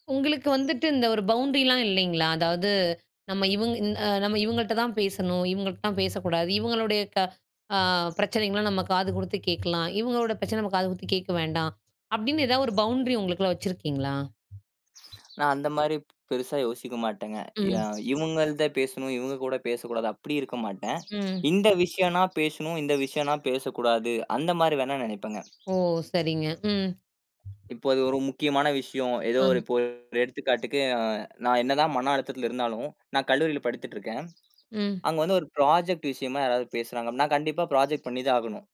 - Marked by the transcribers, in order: bird; in English: "பவுண்ட்ரிலாம்"; other noise; in English: "பவுண்ட்ரி"; drawn out: "ம்"; drawn out: "ம்"; drawn out: "ஓ!"; distorted speech; in English: "ப்ராஜெக்ட்"; in English: "ப்ராஜெக்ட்"
- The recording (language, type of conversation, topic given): Tamil, podcast, நீங்கள் மன அழுத்தத்தில் இருக்கும் போது, மற்றவர் பேச விரும்பினால் என்ன செய்வீர்கள்?